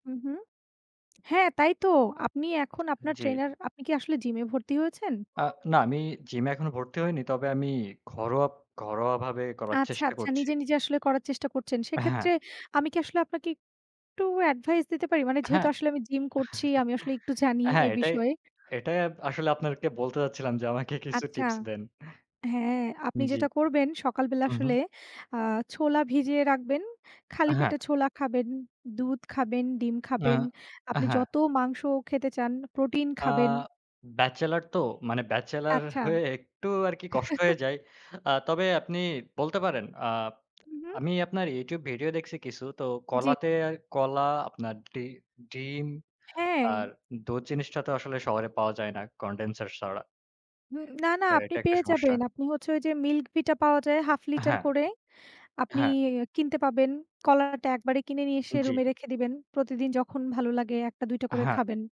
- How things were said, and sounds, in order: other background noise; tapping; chuckle; "এটাই" said as "এটাইব"; chuckle; in English: "Condenser"
- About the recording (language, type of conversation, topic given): Bengali, unstructured, শরীরচর্চা করলে মনও ভালো থাকে কেন?